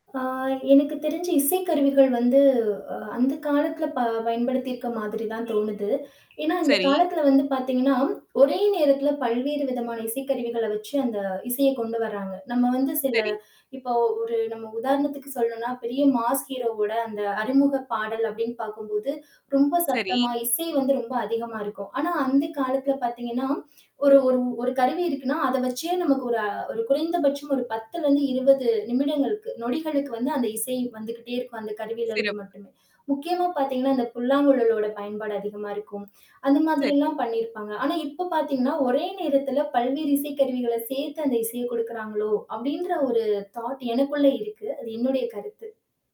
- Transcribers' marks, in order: drawn out: "ஆ"; horn; static; in English: "மாஸ் ஹீரோ"; other background noise; tapping; in English: "தாட்"
- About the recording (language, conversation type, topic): Tamil, podcast, பழைய பாடல்களை கேட்டாலே நினைவுகள் வந்துவிடுமா, அது எப்படி நடக்கிறது?